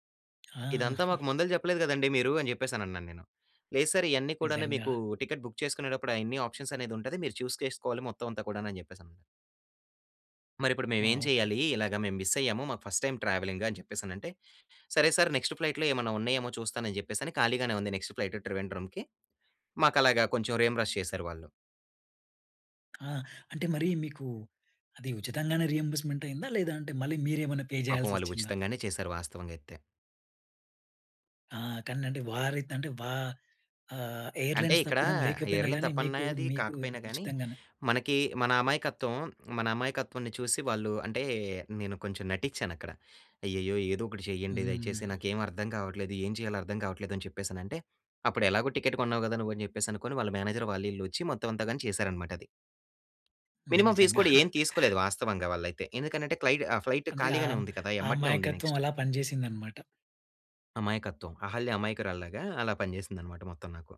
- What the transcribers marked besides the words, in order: tapping; chuckle; in English: "సర్"; in English: "టికెట్ బుక్"; in English: "ఆప్షన్"; in English: "చూజ్"; chuckle; other background noise; in English: "మిస్"; in English: "టైమ్ ట్రావెలింగ్"; in English: "సార్ నెక్స్ట్ ఫ్లయిట్‌లో"; in English: "నెక్స్ట్ ఫ్లయిట్"; in English: "రీయింబ్రస్"; "రీయింబర్స్" said as "రీయింబ్రస్"; in English: "రీయింబర్స్‌మెంట్"; in English: "పే"; in English: "ఎయిర్‌లై‌న్స్"; in English: "ఎయిర్‌లై‌న్"; in English: "టికెట్"; in English: "మేనేజర్"; in English: "మినిమం ఫీస్"; chuckle; in English: "ఫ్లైట్"; in English: "నెక్స్ట్"
- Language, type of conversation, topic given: Telugu, podcast, ఒకసారి మీ విమానం తప్పిపోయినప్పుడు మీరు ఆ పరిస్థితిని ఎలా ఎదుర్కొన్నారు?